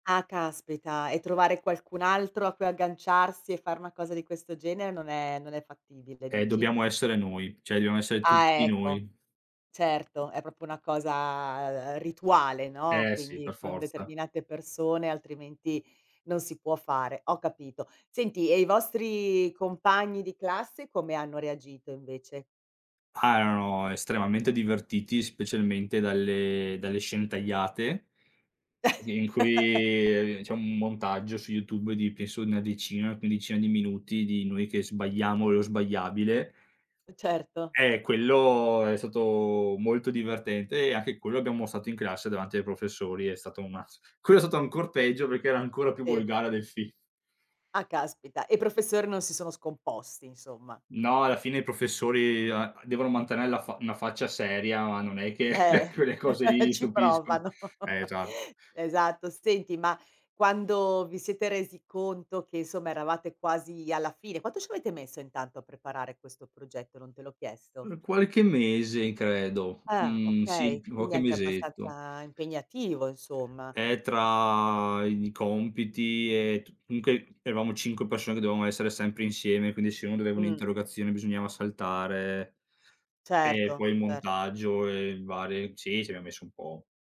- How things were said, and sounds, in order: "cioè" said as "ceh"; "dobbiamo" said as "diamo"; "proprio" said as "propio"; other background noise; chuckle; chuckle; laughing while speaking: "ci provano"; chuckle; unintelligible speech; "comunque" said as "cunche"
- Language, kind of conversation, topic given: Italian, podcast, C'è un progetto di cui sei particolarmente orgoglioso?
- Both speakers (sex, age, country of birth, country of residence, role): female, 55-59, Italy, Italy, host; male, 30-34, Italy, Italy, guest